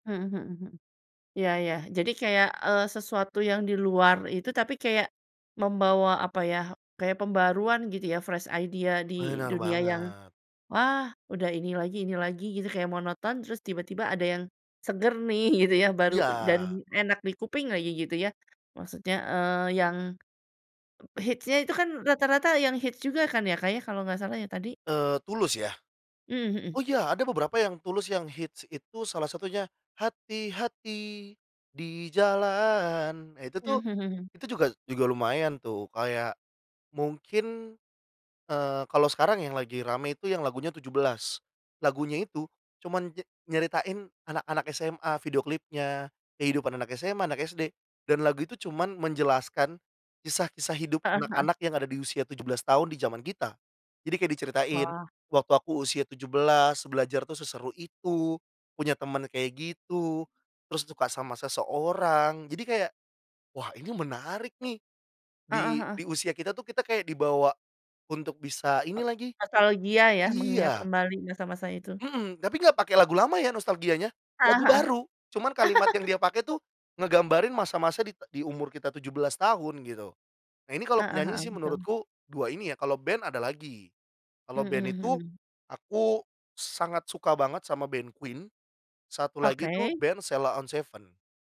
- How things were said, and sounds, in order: in English: "fresh idea"; tapping; singing: "hati-hati di jalan"; other background noise; chuckle
- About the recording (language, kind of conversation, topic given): Indonesian, podcast, Pernahkah kamu merasa musik luar negeri berpadu dengan musik lokal dalam seleramu?